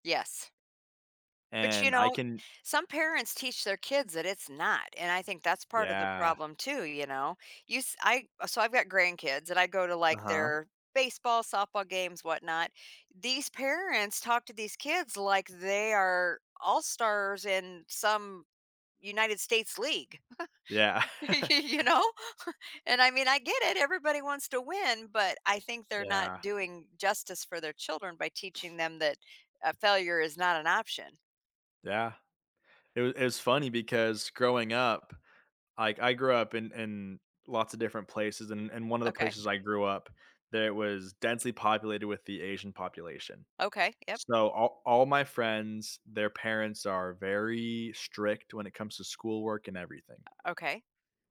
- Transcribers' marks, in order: tapping; chuckle; laughing while speaking: "y you know"; chuckle; other background noise
- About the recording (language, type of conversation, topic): English, unstructured, How can changing our view of failure help us grow and reach our goals?